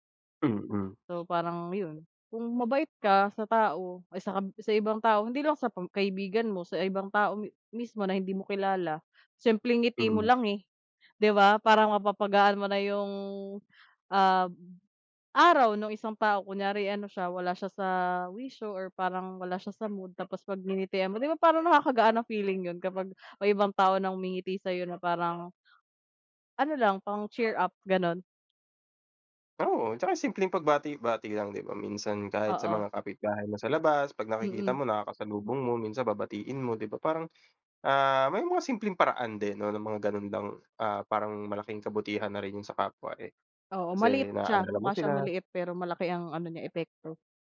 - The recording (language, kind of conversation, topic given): Filipino, unstructured, Paano mo ipinapakita ang kabutihan sa araw-araw?
- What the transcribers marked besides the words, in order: dog barking; in English: "pang-cheer up"; other background noise